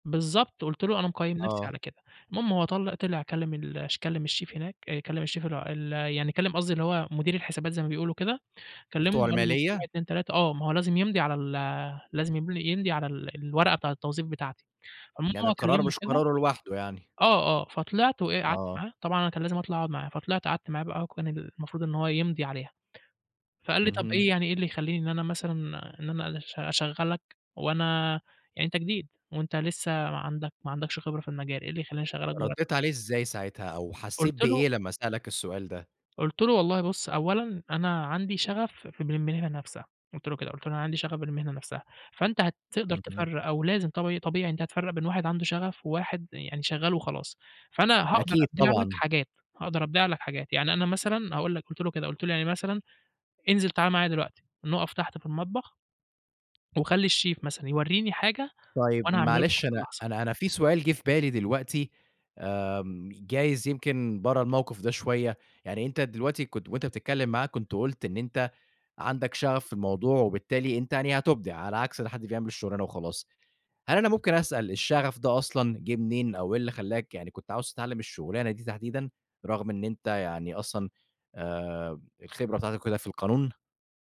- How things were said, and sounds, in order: tapping; unintelligible speech
- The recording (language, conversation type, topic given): Arabic, podcast, إزاي تتعامل مع مرتب أقل من اللي كنت متوقعه؟